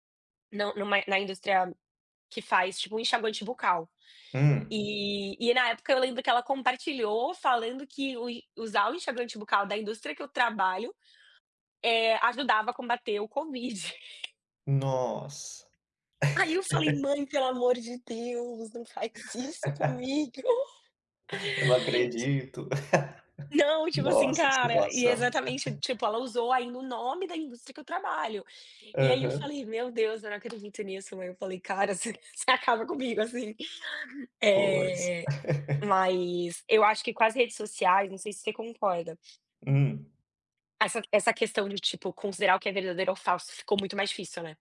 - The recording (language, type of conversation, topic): Portuguese, unstructured, Como você decide em quem confiar nas notícias?
- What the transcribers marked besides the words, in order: other background noise; tapping; chuckle; laugh; chuckle; laugh; chuckle; laugh